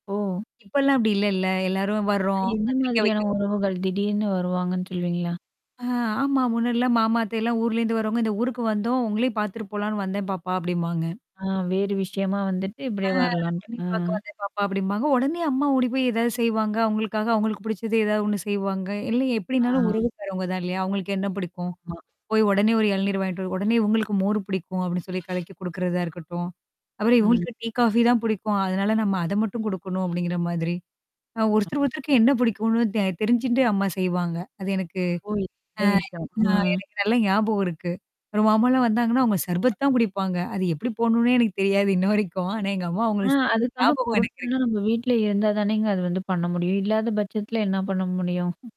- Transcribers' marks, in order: static; tapping; mechanical hum; distorted speech; other background noise; unintelligible speech; chuckle
- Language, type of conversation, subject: Tamil, podcast, விருந்தினர் வீட்டிற்கு வந்ததும் நீங்கள் முதலில் என்ன செய்கிறீர்கள்?